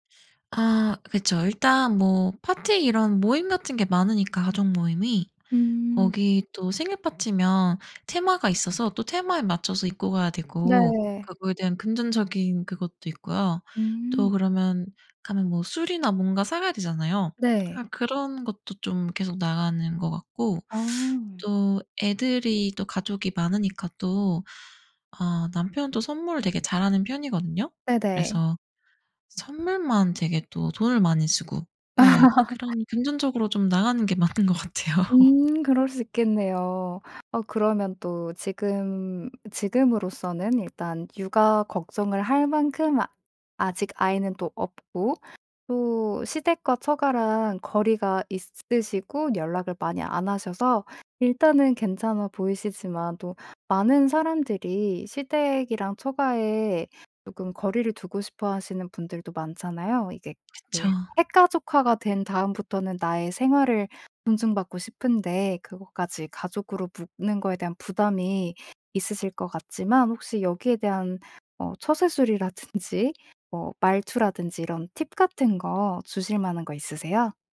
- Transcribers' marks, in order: other background noise; tapping; laugh; laughing while speaking: "많은 것 같아요"
- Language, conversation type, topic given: Korean, podcast, 시댁과 처가와는 어느 정도 거리를 두는 게 좋을까요?